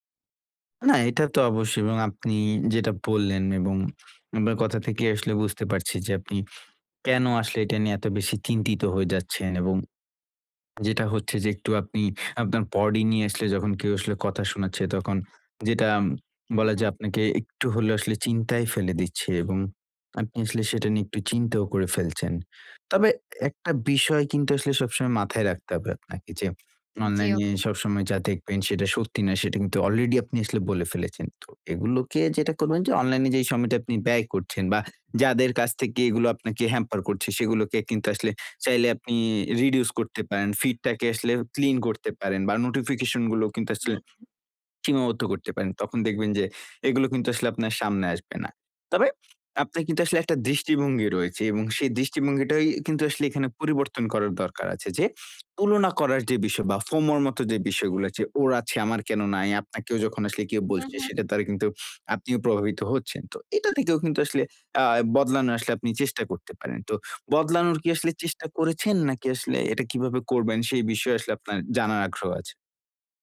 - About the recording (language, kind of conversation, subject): Bengali, advice, সামাজিক মাধ্যমে নিখুঁত জীবন দেখানোর ক্রমবর্ধমান চাপ
- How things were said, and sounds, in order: other background noise; tapping; other noise; in English: "reduce"; in English: "fear of missing out"